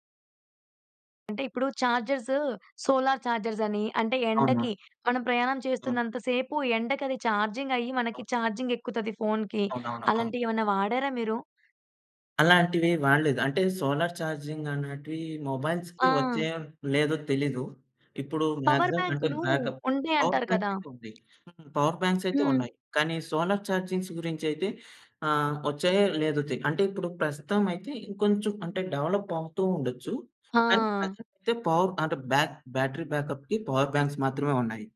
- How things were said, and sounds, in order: in English: "సోలార్ చార్జర్స్"; in English: "చార్జింగ్"; in English: "చార్జింగ్"; other background noise; in English: "సోలార్ ఛార్జింగ్"; in English: "మొబైల్స్‌కి"; in English: "మాక్సిమం"; in English: "బ్యాకప్. పవర్ బ్యాంక్"; in English: "పవర్"; in English: "పవర్ బ్యాంక్స్"; in English: "సోలార్ ఛార్జింగ్"; in English: "డెవలప్"; in English: "ప్రెజెంట్"; in English: "పవర్"; in English: "బ్యాటరీ బ్యాకప్‌కి పవర్ బ్యాంక్స్"
- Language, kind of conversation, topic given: Telugu, podcast, దూరప్రాంతంలో ఫోన్ చార్జింగ్ సౌకర్యం లేకపోవడం లేదా నెట్‌వర్క్ అందకపోవడం వల్ల మీకు ఎదురైన సమస్య ఏమిటి?